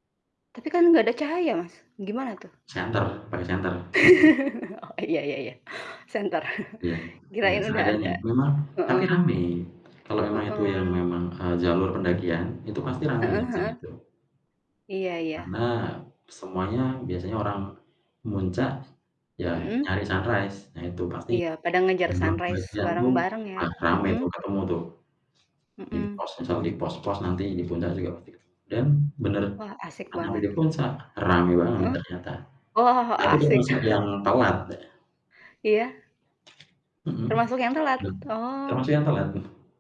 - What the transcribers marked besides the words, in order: chuckle; chuckle; other background noise; other animal sound; in English: "sunrise"; in English: "sunrise"; distorted speech; sniff; unintelligible speech; chuckle
- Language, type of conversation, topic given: Indonesian, unstructured, Apa pendapatmu tentang berlibur di pantai dibandingkan di pegunungan?
- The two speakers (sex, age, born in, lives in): female, 35-39, Indonesia, Indonesia; male, 35-39, Indonesia, Indonesia